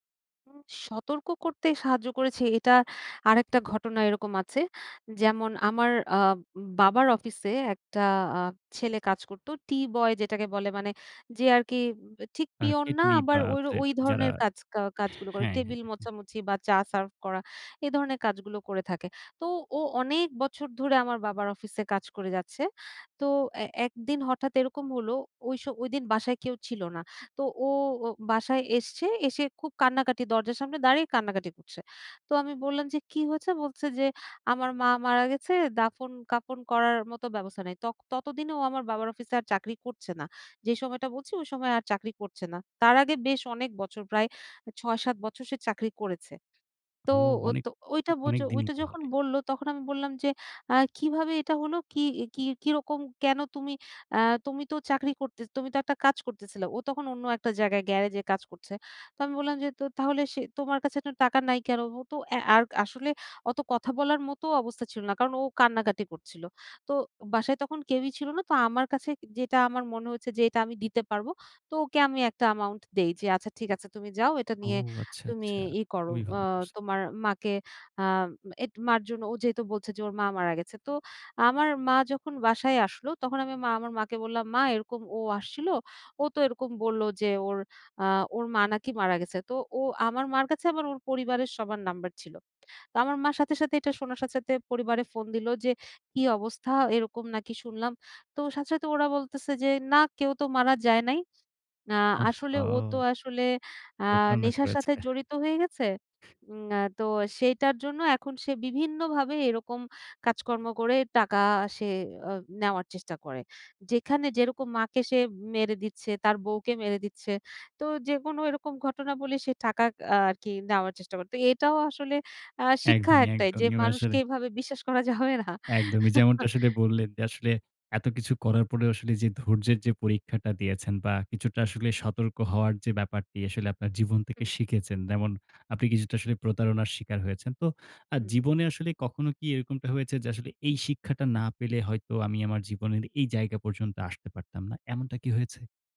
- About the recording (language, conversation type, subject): Bengali, podcast, জীবনে সবচেয়ে বড় শিক্ষা কী পেয়েছো?
- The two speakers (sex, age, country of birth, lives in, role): female, 30-34, Bangladesh, Bangladesh, guest; male, 55-59, Bangladesh, Bangladesh, host
- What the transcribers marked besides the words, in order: tapping; laughing while speaking: "করা যাবে না"; scoff